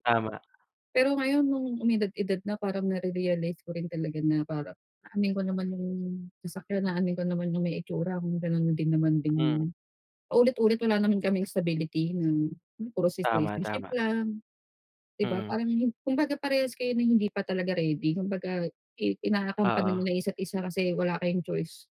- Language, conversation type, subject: Filipino, unstructured, Paano mo malalaman kung handa ka na sa isang seryosong relasyon?
- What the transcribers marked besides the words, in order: none